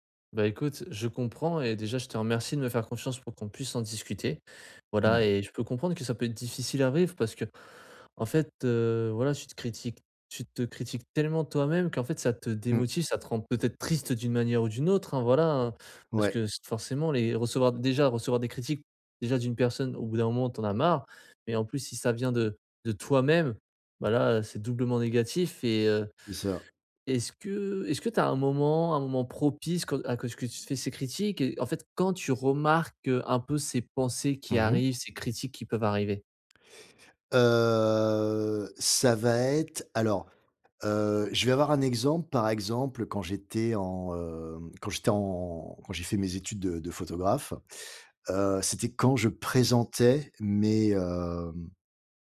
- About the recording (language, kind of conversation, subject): French, advice, Comment puis-je remettre en question mes pensées autocritiques et arrêter de me critiquer intérieurement si souvent ?
- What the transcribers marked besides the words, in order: tapping; drawn out: "Heu"